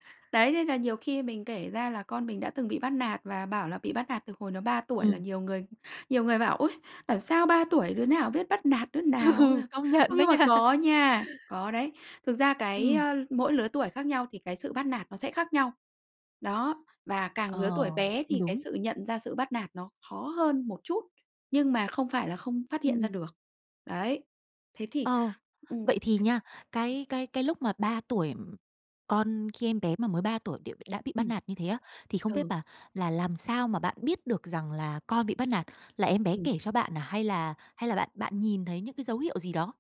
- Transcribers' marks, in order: laughing while speaking: "Ừ, công nhận đấy nha"; other background noise; tapping
- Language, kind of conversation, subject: Vietnamese, podcast, Bạn nên xử trí thế nào khi con bị bắt nạt?